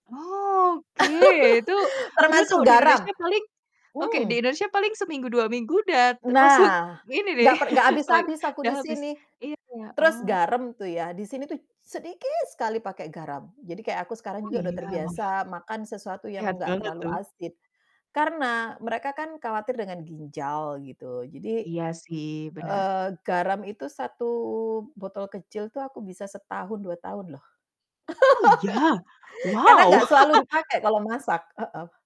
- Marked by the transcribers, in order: laugh; tapping; laugh; other background noise; stressed: "sedikit"; distorted speech; laugh
- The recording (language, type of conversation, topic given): Indonesian, podcast, Bagaimana makanan menjadi jembatan antarbudaya di keluargamu?